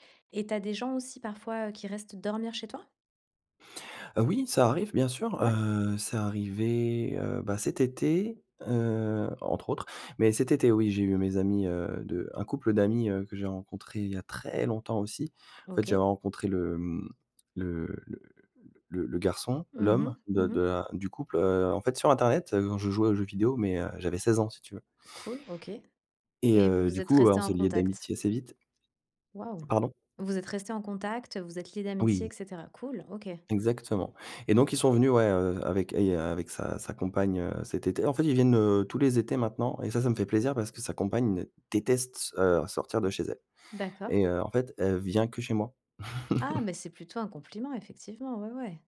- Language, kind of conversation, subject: French, podcast, Que faites-vous pour accueillir un invité chez vous ?
- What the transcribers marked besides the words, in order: stressed: "très"; tapping; stressed: "déteste"; laugh